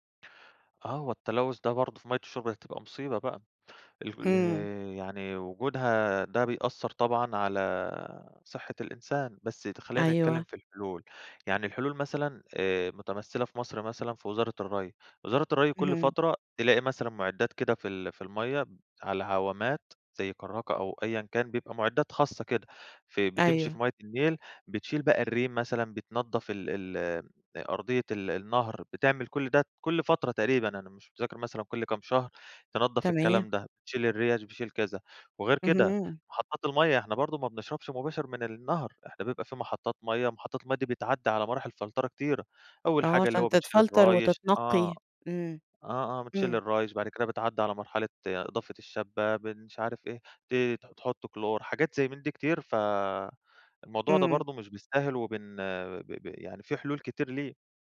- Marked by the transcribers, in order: in English: "فلترة"
- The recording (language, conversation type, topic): Arabic, podcast, ليه الميه بقت قضية كبيرة النهارده في رأيك؟